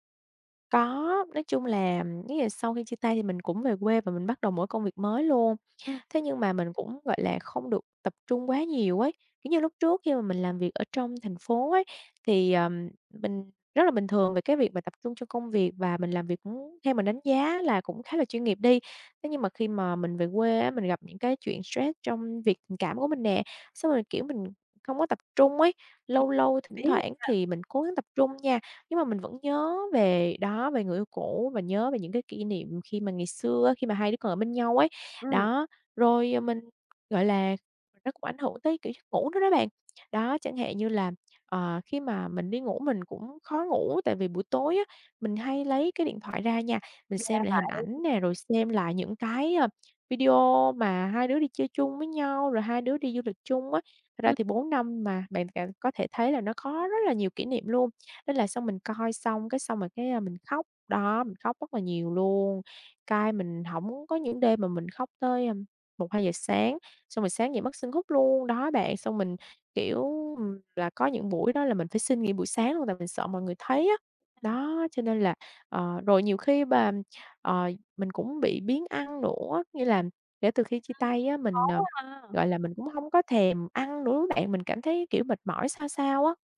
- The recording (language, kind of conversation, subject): Vietnamese, advice, Sau khi chia tay một mối quan hệ lâu năm, vì sao tôi cảm thấy trống rỗng và vô cảm?
- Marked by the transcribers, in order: tapping; other background noise; other noise; unintelligible speech; unintelligible speech